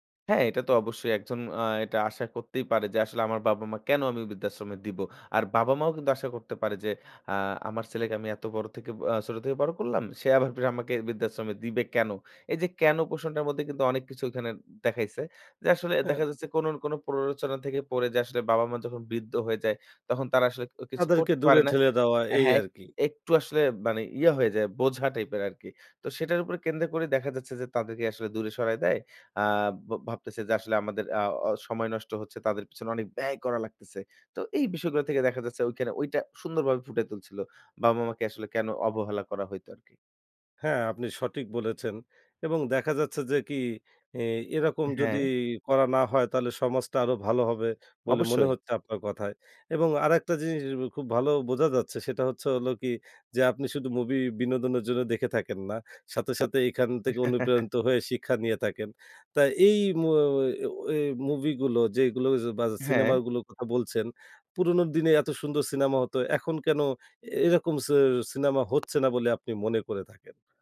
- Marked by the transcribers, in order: "প্রশ্নটার" said as "পোষণটার"; stressed: "ব্যয়"; tapping; chuckle
- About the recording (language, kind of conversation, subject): Bengali, podcast, কোনো সিনেমা বা গান কি কখনো আপনাকে অনুপ্রাণিত করেছে?